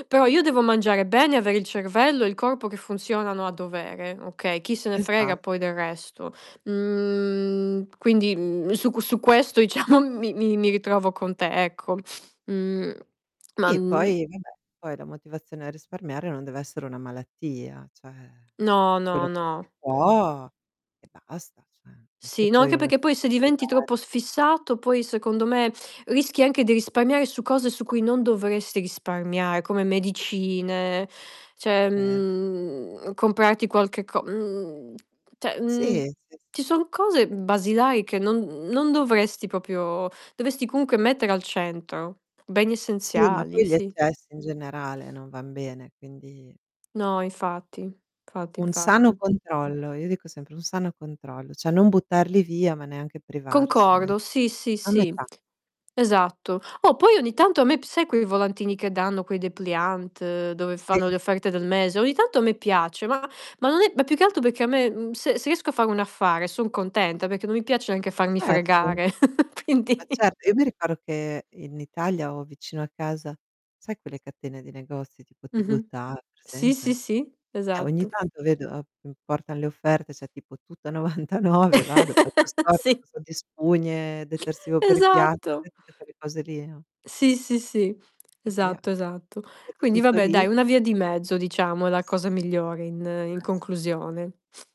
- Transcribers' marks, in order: static; drawn out: "Mhmm"; tapping; distorted speech; "cioè" said as "ceh"; "cioè" said as "ceh"; drawn out: "mhmm"; "cioè" said as "ceh"; "proprio" said as "propio"; other background noise; background speech; chuckle; laughing while speaking: "Quindi"; chuckle; unintelligible speech
- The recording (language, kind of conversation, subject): Italian, unstructured, Quali metodi usi per risparmiare senza rinunciare alle piccole gioie quotidiane?